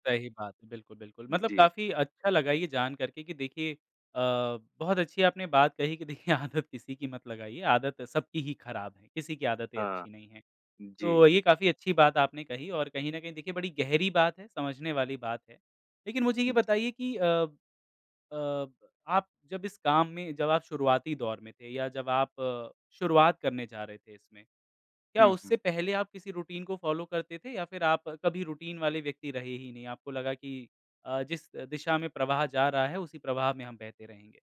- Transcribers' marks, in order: laughing while speaking: "देखिए आदत किसी"; in English: "रूटीन"; in English: "फ़ॉलो"; in English: "रूटीन"
- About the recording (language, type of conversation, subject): Hindi, podcast, रूटीन टूटने के बाद आप फिर से कैसे पटरी पर लौटते हैं?